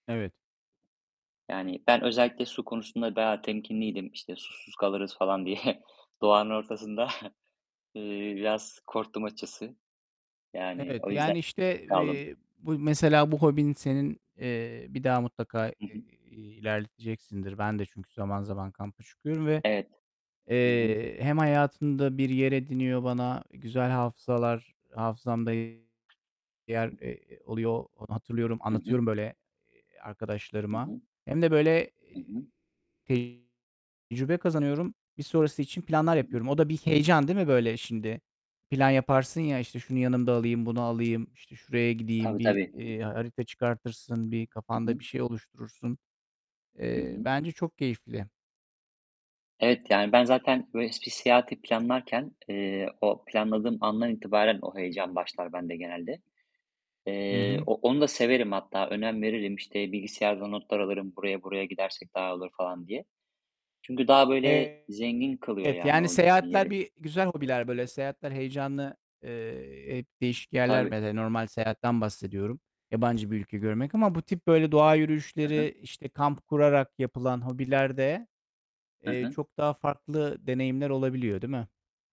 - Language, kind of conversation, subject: Turkish, unstructured, Hobiler insanların hayatında neden önemlidir?
- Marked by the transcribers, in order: distorted speech; laughing while speaking: "diye"; laughing while speaking: "ortasında"; other background noise; tapping